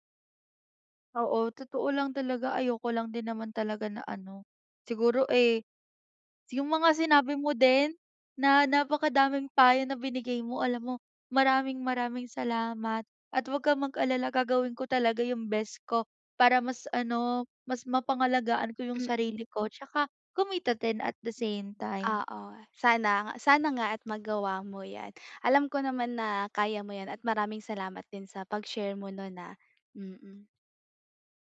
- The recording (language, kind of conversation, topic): Filipino, advice, Paano ako makakapagtuon kapag madalas akong nadidistract at napapagod?
- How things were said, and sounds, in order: tapping